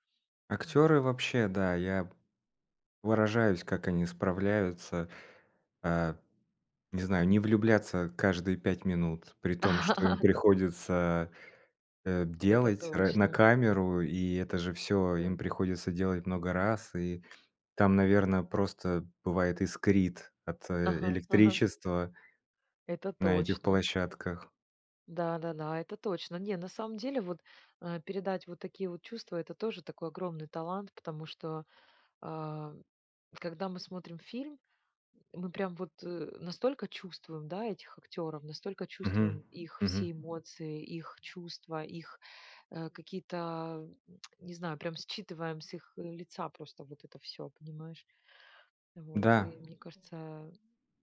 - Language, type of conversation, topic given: Russian, podcast, О каком своём любимом фильме вы бы рассказали и почему он вам близок?
- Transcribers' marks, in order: laugh; tapping; tsk; other background noise